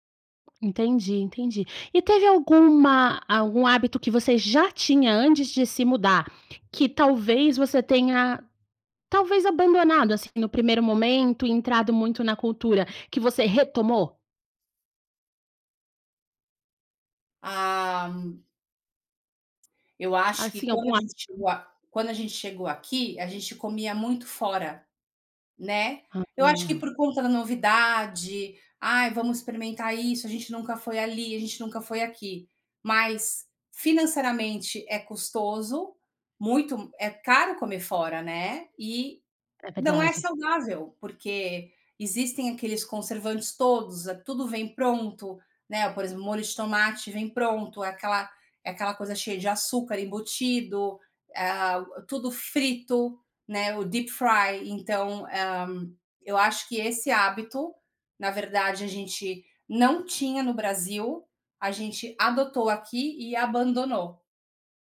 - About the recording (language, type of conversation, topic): Portuguese, podcast, Como a comida do novo lugar ajudou você a se adaptar?
- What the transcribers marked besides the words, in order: tapping; in English: "deep fry"